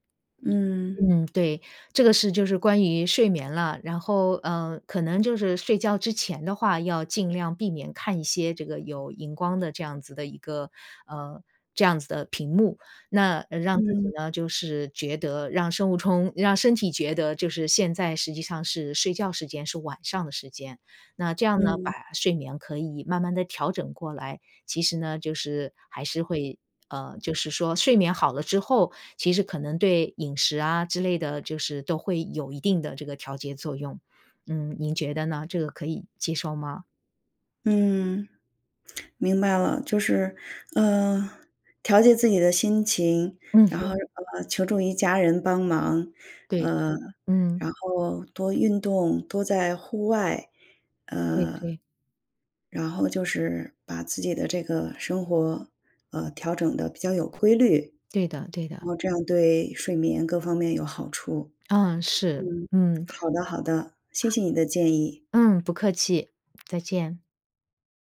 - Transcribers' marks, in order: other background noise
- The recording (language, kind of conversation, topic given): Chinese, advice, 你最近出现了哪些身体健康变化，让你觉得需要调整生活方式？